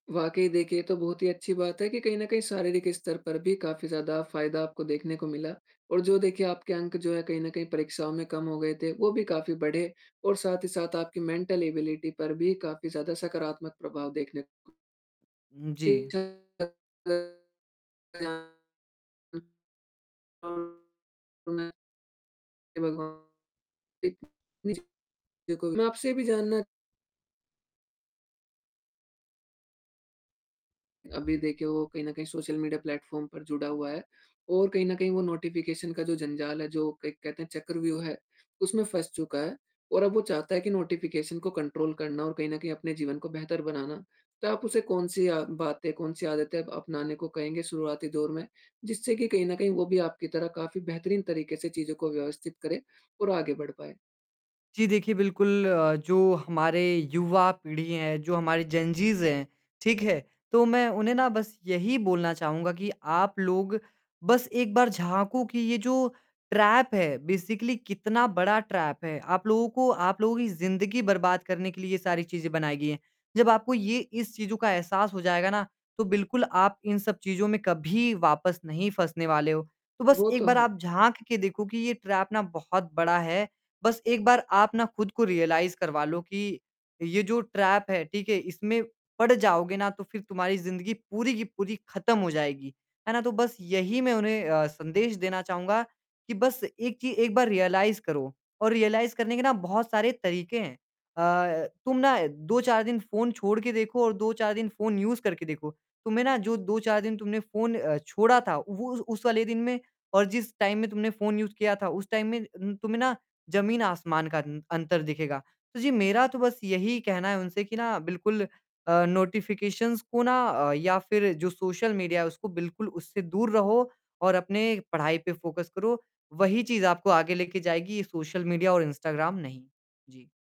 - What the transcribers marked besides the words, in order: static; in English: "मेंटल एबिलिटी"; unintelligible speech; distorted speech; unintelligible speech; in English: "नोटिफ़िकेशन"; in English: "नोटिफ़िकेशन"; in English: "कंट्रोल"; in English: "जेनजीज"; in English: "ट्रैप"; in English: "बेसिकली"; in English: "ट्रैप"; in English: "ट्रैप"; in English: "रियलाइज़"; in English: "ट्रैप"; in English: "रियलाइज़"; in English: "रियलाइज़"; in English: "यूज़"; in English: "टाइम"; in English: "यूज़"; in English: "टाइम"; in English: "नोटिफिकेशंस"; in English: "फोकस"
- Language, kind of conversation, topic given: Hindi, podcast, नोटिफ़िकेशन को नियंत्रण में रखने के आसान उपाय क्या हैं?
- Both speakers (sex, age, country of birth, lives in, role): male, 20-24, India, India, guest; male, 20-24, India, India, host